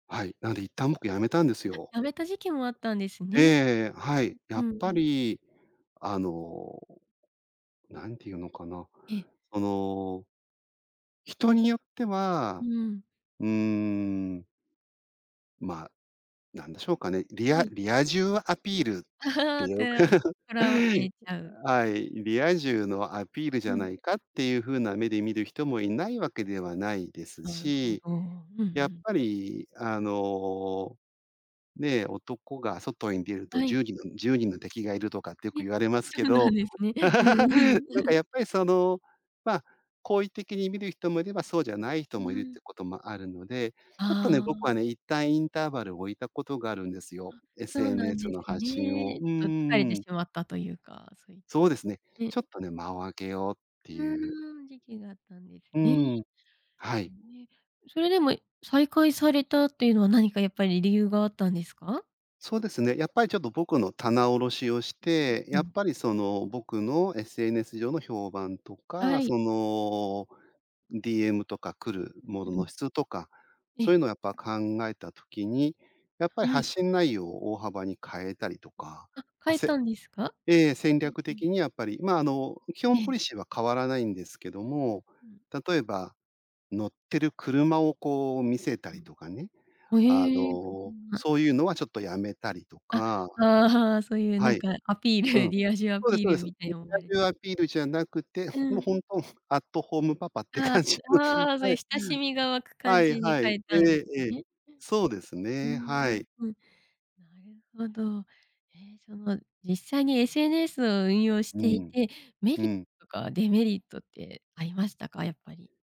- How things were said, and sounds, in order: laugh; other background noise; laugh; laughing while speaking: "え、そうなんですね。うん うん"; chuckle; tapping; chuckle; laughing while speaking: "感じの"
- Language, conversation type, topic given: Japanese, podcast, SNSで自分のスタイルを見せるのはどう思いますか？